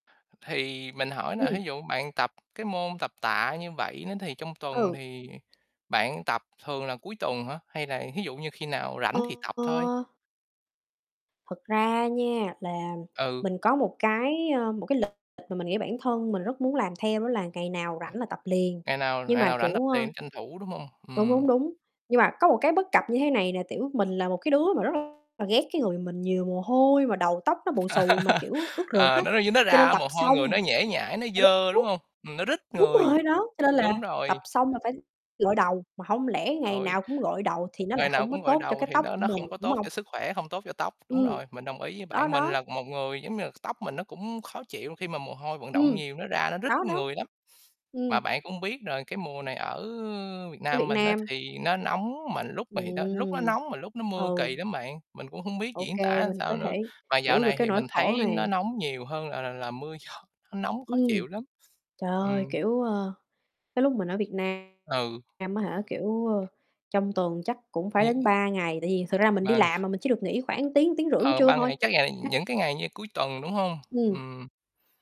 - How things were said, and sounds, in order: tapping; distorted speech; other noise; other background noise; laugh; laughing while speaking: "gió"; unintelligible speech
- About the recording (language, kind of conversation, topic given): Vietnamese, unstructured, Bạn có sở thích nào giúp bạn cảm thấy thư giãn không?